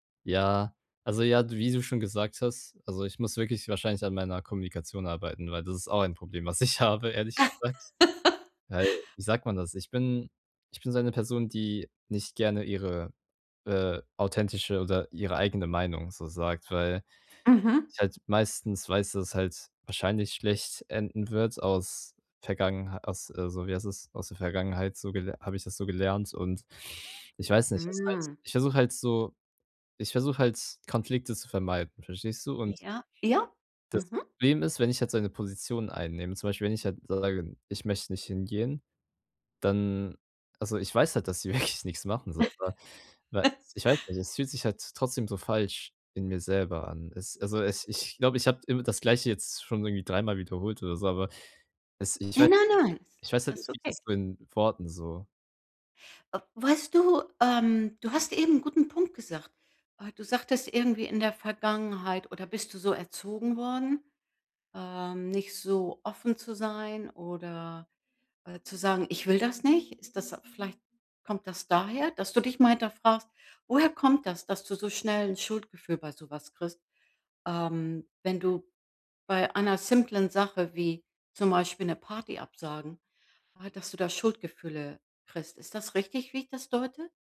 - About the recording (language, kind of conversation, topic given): German, advice, Wie kann ich höflich Nein zu Einladungen sagen, ohne Schuldgefühle zu haben?
- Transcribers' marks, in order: laugh; laughing while speaking: "habe"; sniff; drawn out: "Mhm"; laughing while speaking: "wirklich"; laugh; other noise